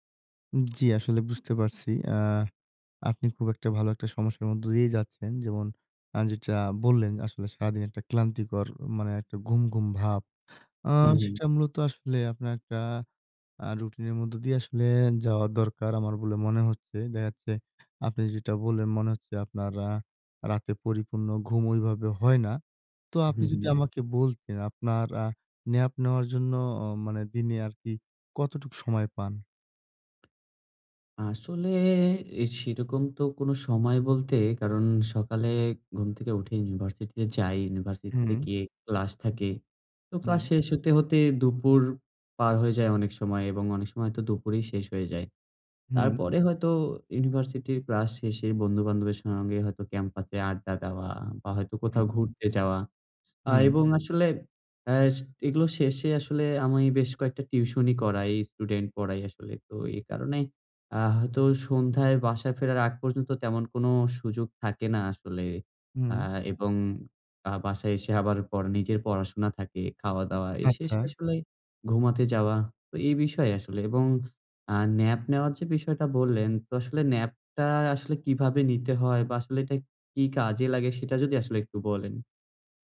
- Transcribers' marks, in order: other background noise
- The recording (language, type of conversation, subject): Bengali, advice, কাজের মাঝে দ্রুত শক্তি বাড়াতে সংক্ষিপ্ত ঘুম কীভাবে ও কখন নেবেন?